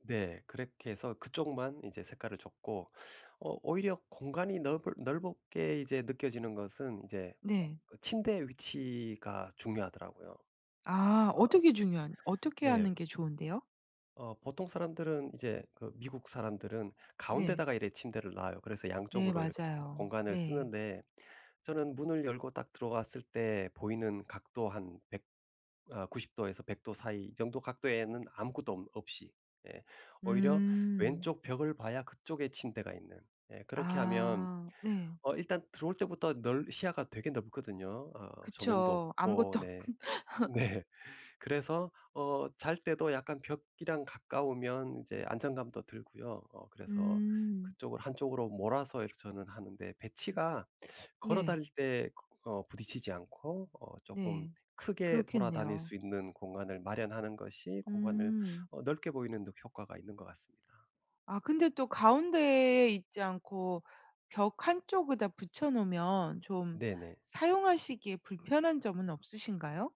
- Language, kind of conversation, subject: Korean, podcast, 작은 집이 더 넓어 보이게 하려면 무엇이 가장 중요할까요?
- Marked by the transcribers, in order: other background noise; laughing while speaking: "없"; laugh; laughing while speaking: "네"